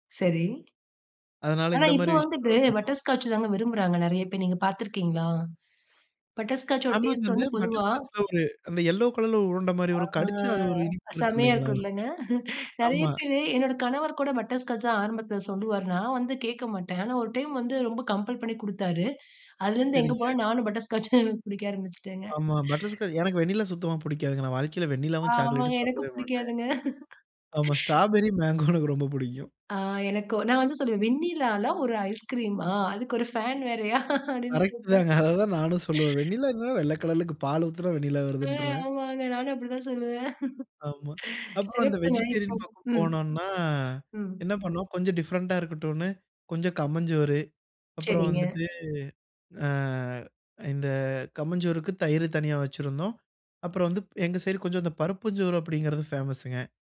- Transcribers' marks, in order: "பட்டர்ஸ்காட்ச்சோட" said as "பட்டர்ஸ்காச்சோ"; in English: "எல்லோ"; drawn out: "ஆ"; chuckle; in English: "கம்பல்"; chuckle; chuckle; laughing while speaking: "எனக்கு ரொம்ப புடிக்கும்"; drawn out: "ஃபேன்"; laughing while speaking: "வேறையா? அப்டின்னு கேட்பேன்"; in English: "வெஜிடேரியன்"; chuckle; in English: "டிஃபரென்ட்டா"; in English: "ஃபேமஸுங்க"
- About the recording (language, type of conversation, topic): Tamil, podcast, விருந்துக்கான மெனுவை நீங்கள் எப்படித் திட்டமிடுவீர்கள்?